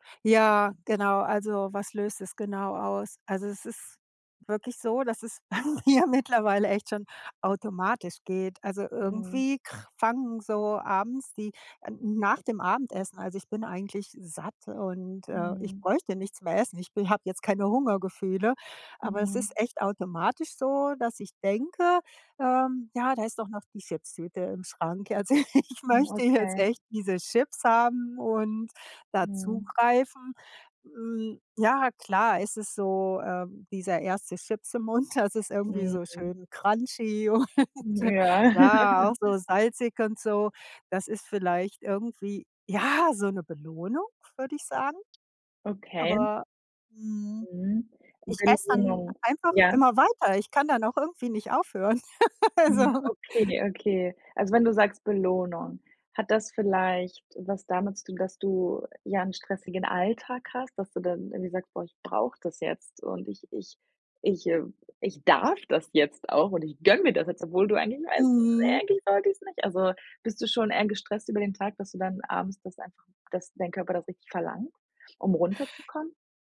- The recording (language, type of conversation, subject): German, advice, Wie kann ich abends trotz guter Vorsätze mit stressbedingtem Essen aufhören?
- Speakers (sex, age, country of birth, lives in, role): female, 25-29, Germany, Sweden, advisor; female, 55-59, Germany, United States, user
- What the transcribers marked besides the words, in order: laugh; laughing while speaking: "ja"; laugh; laughing while speaking: "ich möchte jetzt"; in English: "crunchy"; laugh; unintelligible speech; laugh; laughing while speaking: "Also"; stressed: "gönne"; put-on voice: "eigentlich sollte ich's nicht"